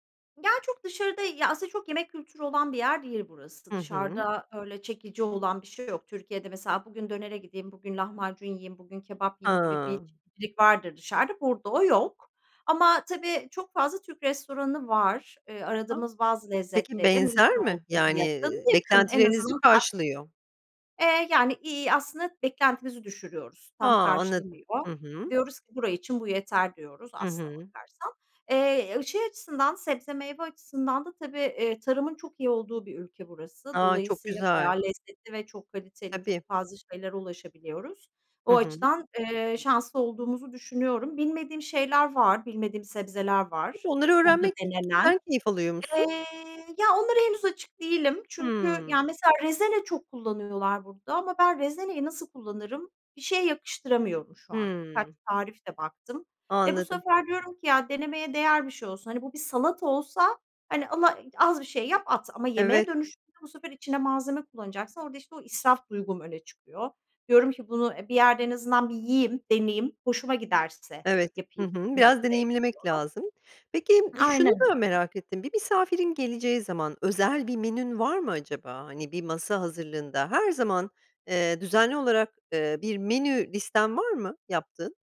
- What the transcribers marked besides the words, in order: other background noise
- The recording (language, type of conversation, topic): Turkish, podcast, Genel olarak yemek hazırlama alışkanlıkların nasıl?